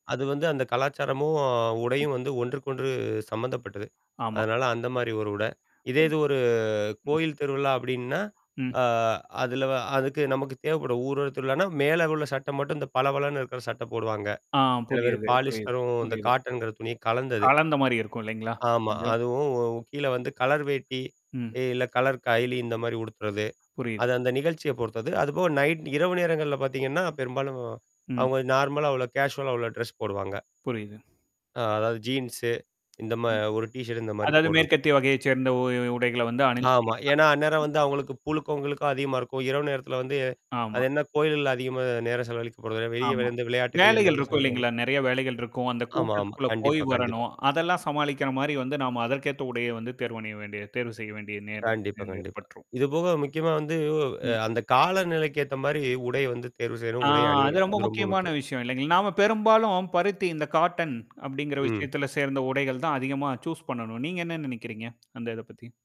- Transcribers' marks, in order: mechanical hum; distorted speech; tapping; drawn out: "ஒரு"; other background noise; in English: "பாலிஸ்டரும்"; in English: "நைட்"; in English: "நார்மலா"; in English: "கேஷுவல"; in English: "ட்ரெஸ்"; in English: "ஜீன்ஸ்"; in English: "டீஷர்ட்"; unintelligible speech; unintelligible speech; background speech; static; in English: "சூஸ்"; tsk
- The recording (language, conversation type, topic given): Tamil, podcast, சமூக நிகழ்ச்சிக்கான உடையை நீங்கள் எப்படி தேர்வு செய்வீர்கள்?